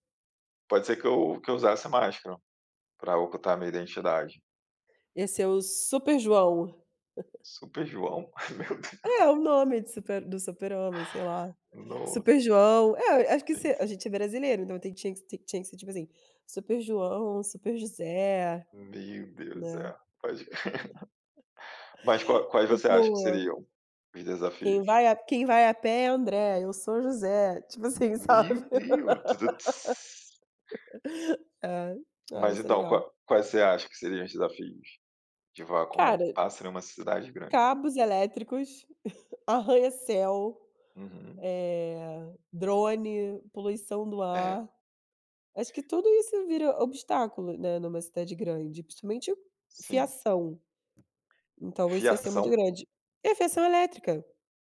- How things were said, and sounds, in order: laugh; laughing while speaking: "Meu Deus"; tapping; exhale; laugh; other noise; laughing while speaking: "sabe"; laugh; other background noise; chuckle
- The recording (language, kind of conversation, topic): Portuguese, unstructured, O que você faria primeiro se pudesse voar como um pássaro?